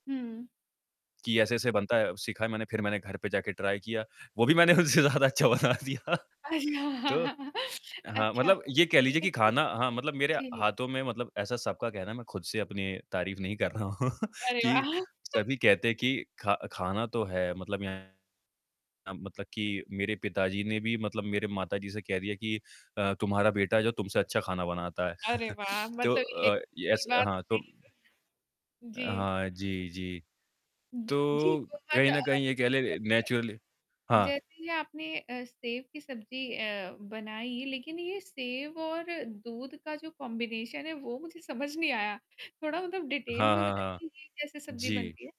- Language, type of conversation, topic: Hindi, podcast, आपकी ऐसी कौन-सी रेसिपी है जो सबसे आसान भी हो और सुकून भी दे?
- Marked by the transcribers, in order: static; in English: "ट्राई"; laughing while speaking: "अच्छा"; laughing while speaking: "उनसे ज़्यादा अच्छा बना दिया"; distorted speech; chuckle; laughing while speaking: "हूँ"; chuckle; sniff; in English: "नेचुरली"; in English: "कॉम्बिनेशन"; in English: "डिटेल"